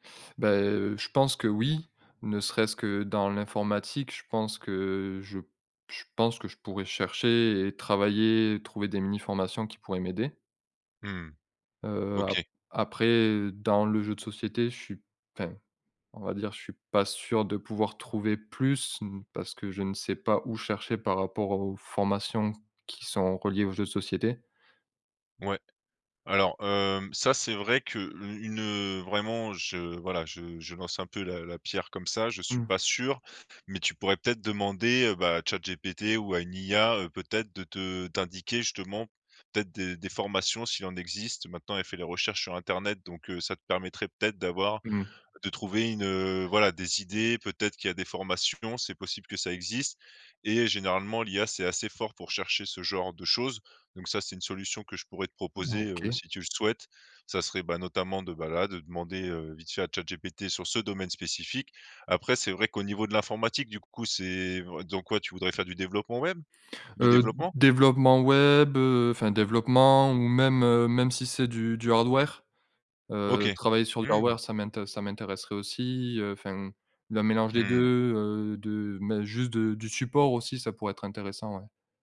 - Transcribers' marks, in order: stressed: "plus"; stressed: "sûr"
- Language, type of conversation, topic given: French, advice, Difficulté à créer une routine matinale stable